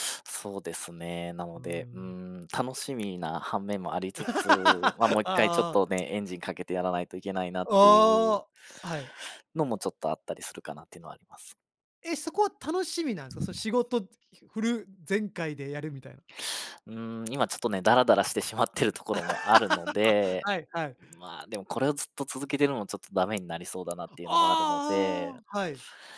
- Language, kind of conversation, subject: Japanese, podcast, 仕事と私生活のバランスは、どのように保っていますか？
- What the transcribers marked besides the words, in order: laugh; other background noise; laugh